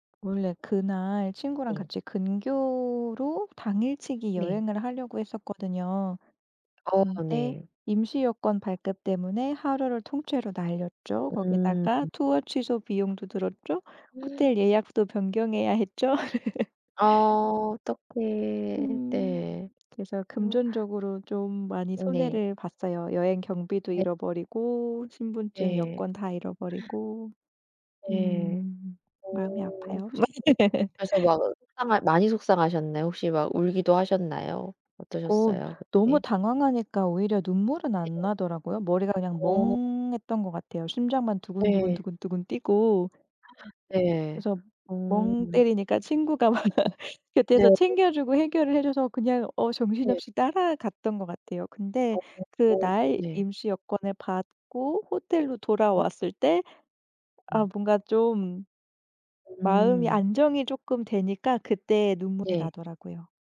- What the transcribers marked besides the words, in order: other background noise; laugh; unintelligible speech; gasp; laugh; gasp; tapping; laughing while speaking: "막"; laugh; unintelligible speech; unintelligible speech
- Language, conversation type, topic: Korean, podcast, 여행 중 여권이나 신분증을 잃어버린 적이 있나요?